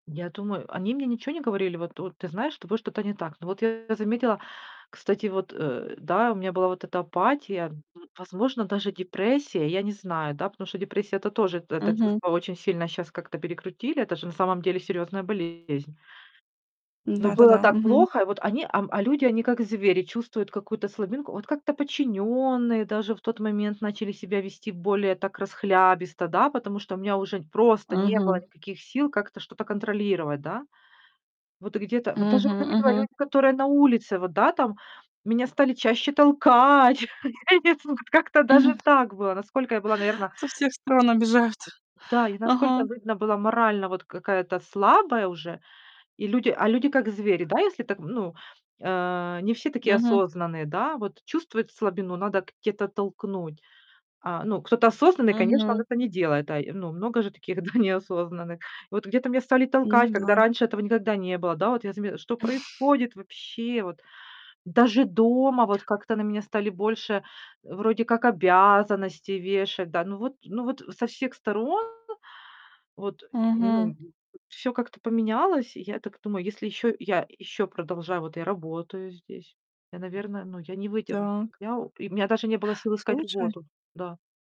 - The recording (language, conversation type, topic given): Russian, podcast, Как ты справляешься с выгоранием?
- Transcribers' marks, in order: static; distorted speech; stressed: "толкать"; chuckle; laughing while speaking: "У меня нет слов, вот как-то"; tapping; "видно" said as "выдно"; other background noise; chuckle; chuckle; "работу" said as "рвоту"